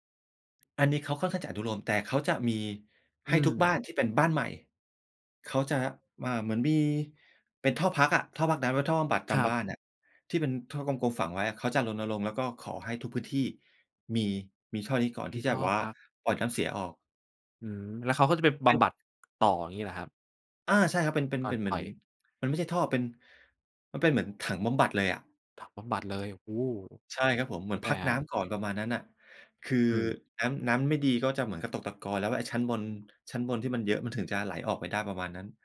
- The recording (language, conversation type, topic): Thai, podcast, ถ้าพูดถึงการอนุรักษ์ทะเล เราควรเริ่มจากอะไร?
- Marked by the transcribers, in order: none